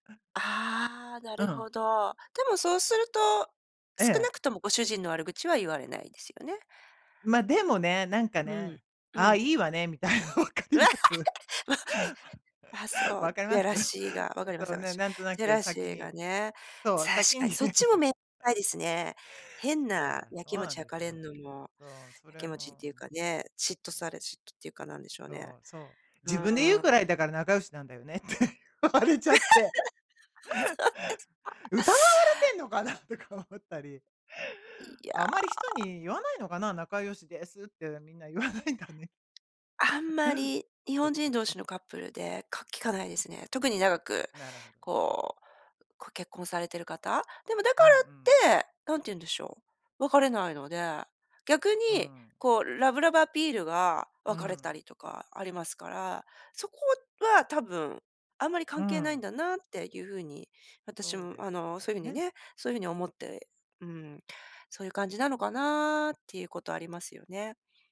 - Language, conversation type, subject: Japanese, advice, グループの中で居心地が悪いと感じたとき、どうすればいいですか？
- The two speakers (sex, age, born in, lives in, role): female, 50-54, Japan, Japan, advisor; female, 55-59, Japan, United States, user
- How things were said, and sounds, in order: laugh; laughing while speaking: "みたいな。分かります？分かります？"; laughing while speaking: "ま"; laughing while speaking: "先に。そう"; laugh; laughing while speaking: "あ、そうですか"; laughing while speaking: "って言われちゃって。疑われてんのかなとか思ったり"; laughing while speaking: "みんな言わないんだね"; laugh